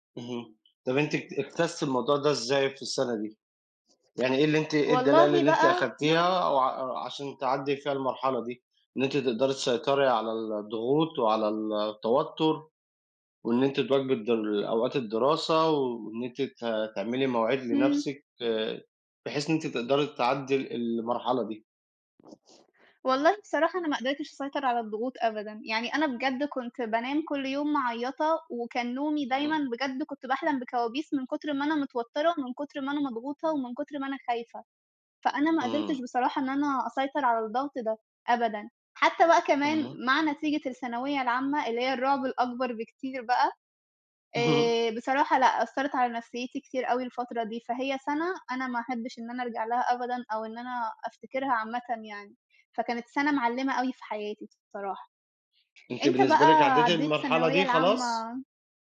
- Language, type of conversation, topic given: Arabic, unstructured, هل بتعتقد إن الضغط على الطلبة بيأثر على مستقبلهم؟
- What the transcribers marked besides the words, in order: other background noise; tapping; laughing while speaking: "اهم"